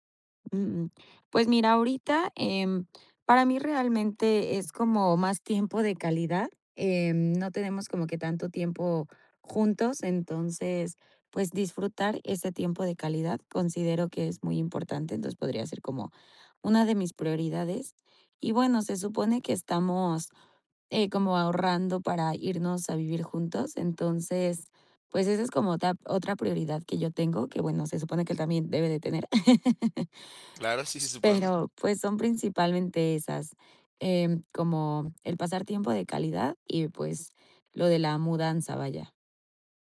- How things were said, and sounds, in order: laugh; other background noise
- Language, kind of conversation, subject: Spanish, advice, ¿Cómo podemos hablar de nuestras prioridades y expectativas en la relación?